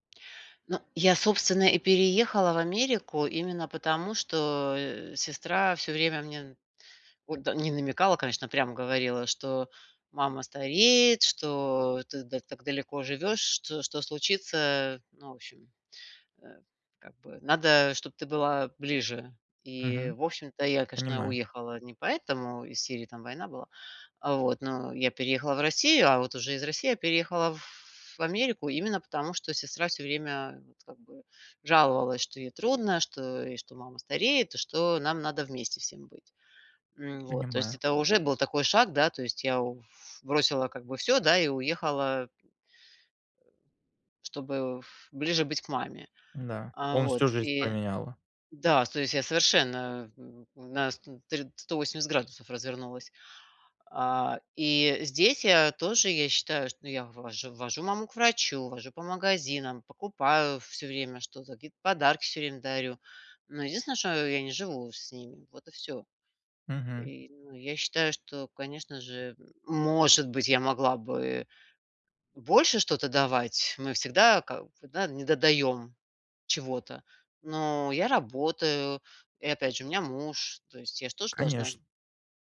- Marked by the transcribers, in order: other background noise
- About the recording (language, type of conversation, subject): Russian, advice, Как организовать уход за пожилым родителем и решить семейные споры о заботе и расходах?